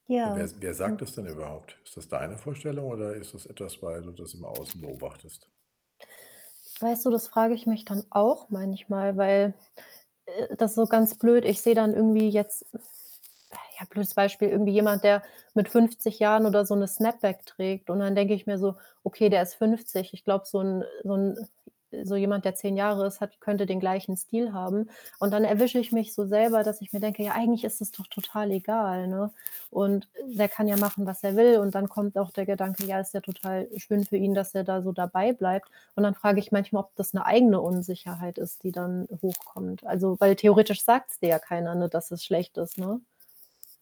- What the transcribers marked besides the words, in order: static; unintelligible speech; other background noise; distorted speech; sigh; in English: "Snapback"
- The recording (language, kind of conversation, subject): German, advice, Wie kann ich meine Erwartungen an das Älterwerden realistischer gestalten?